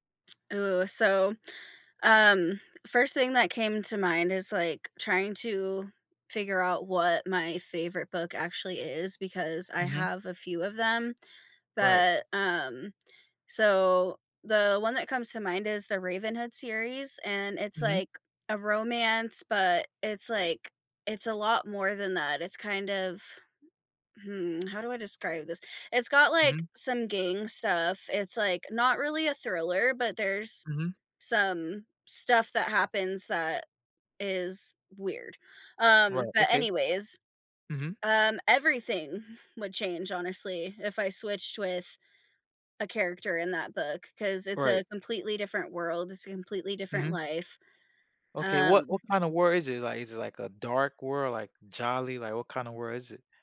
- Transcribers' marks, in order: none
- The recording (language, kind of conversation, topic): English, unstructured, What would change if you switched places with your favorite book character?